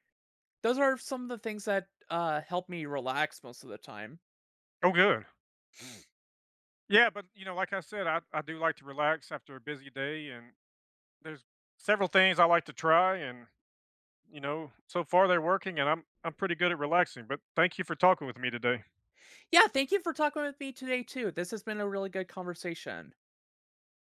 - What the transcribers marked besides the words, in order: sniff
- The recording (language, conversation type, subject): English, unstructured, What helps you recharge when life gets overwhelming?